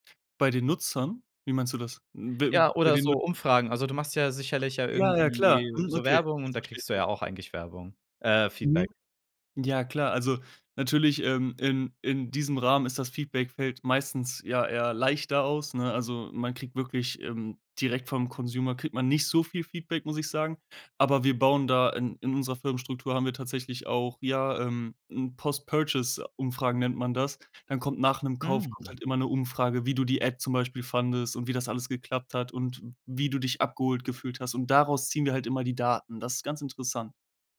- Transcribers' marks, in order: other background noise; in English: "Consumer"; in English: "Post Purchase"; put-on voice: "Purchase"; anticipating: "Mhm"; stressed: "daraus"
- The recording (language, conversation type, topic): German, podcast, Wie sammelst du Feedback, das wirklich weiterhilft?